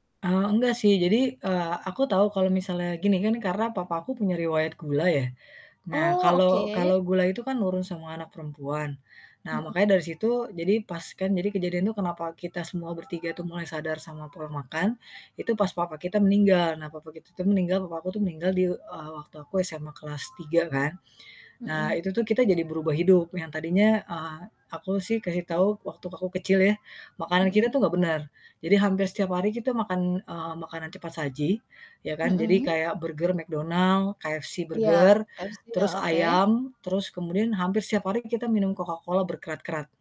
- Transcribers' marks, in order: other background noise; "kasih" said as "kahih"; static; distorted speech
- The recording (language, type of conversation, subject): Indonesian, podcast, Bagaimana cara kamu mengatur porsi nasi setiap kali makan?